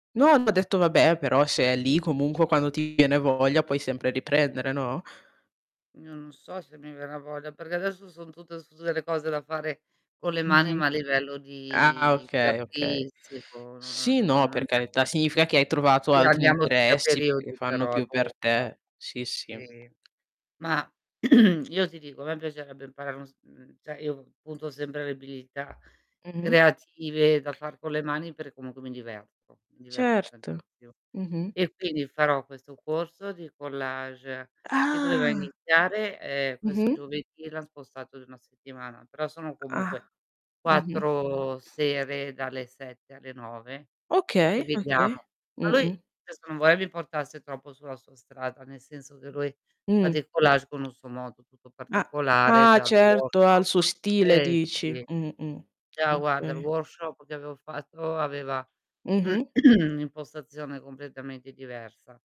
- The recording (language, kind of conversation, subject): Italian, unstructured, Quale abilità ti piacerebbe imparare quest’anno?
- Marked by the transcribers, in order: distorted speech; static; tapping; drawn out: "di"; throat clearing; "cioè" said as "ceh"; other background noise; drawn out: "Ah"; "adesso" said as "desso"; "il" said as "l"; in English: "workshop"; in English: "workshop"; throat clearing